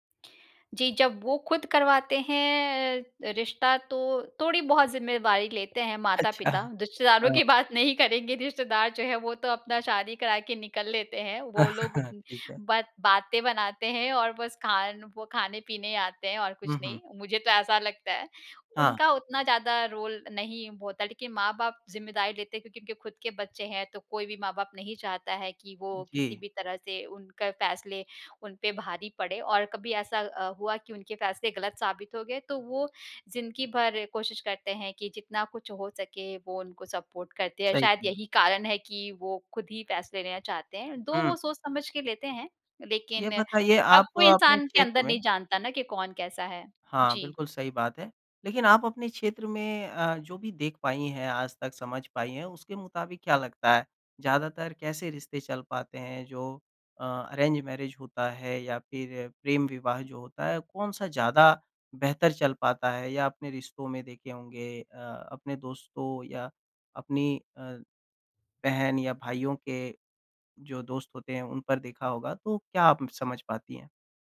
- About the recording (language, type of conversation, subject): Hindi, podcast, शादी या रिश्ते को लेकर बड़े फैसले आप कैसे लेते हैं?
- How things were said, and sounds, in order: other background noise; laughing while speaking: "रिश्तेदारों की बात नहीं करेंगे"; laughing while speaking: "अच्छा"; chuckle; in English: "रोल"; tapping; in English: "सपोर्ट"; in English: "अरेंज मैरेज"